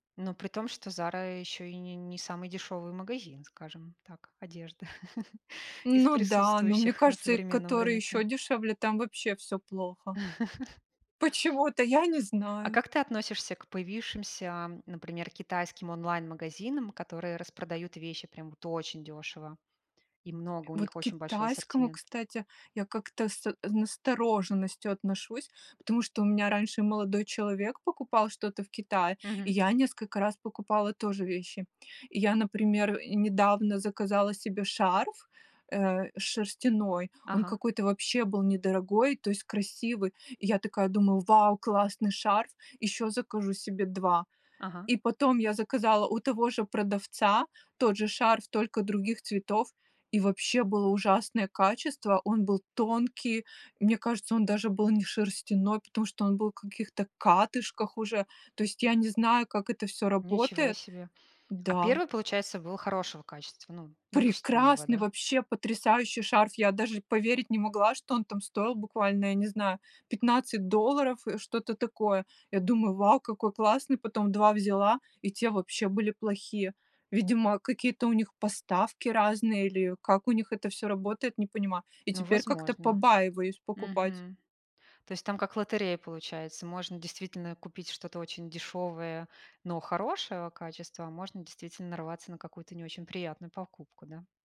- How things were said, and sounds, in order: laugh; tapping; chuckle
- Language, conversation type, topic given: Russian, podcast, Откуда ты черпаешь вдохновение для создания образов?